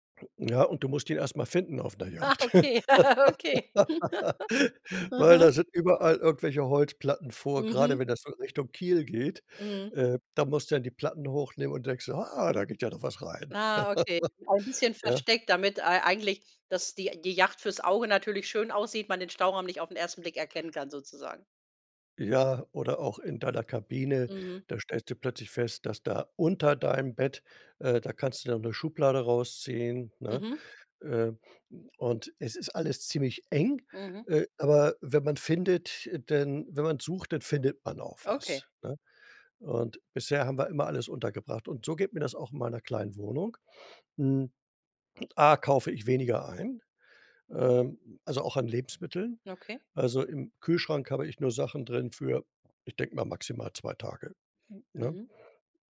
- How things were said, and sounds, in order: laughing while speaking: "Ah, okay, okay"; laugh; chuckle; joyful: "Ah"; chuckle
- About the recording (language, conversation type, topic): German, podcast, Wie schaffst du Platz in einer kleinen Wohnung?